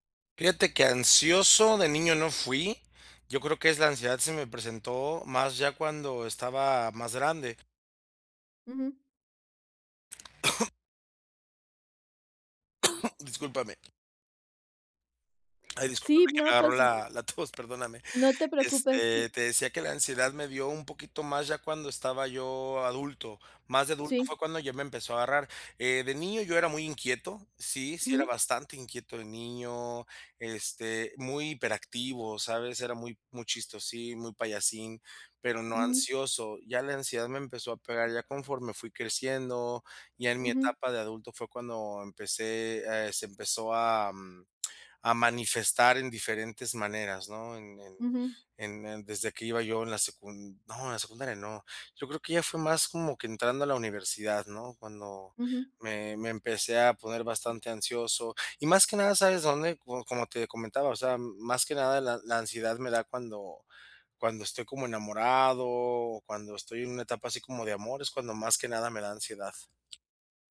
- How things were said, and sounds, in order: cough; cough; tapping
- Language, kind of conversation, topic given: Spanish, advice, ¿Cómo puedo identificar y nombrar mis emociones cuando estoy bajo estrés?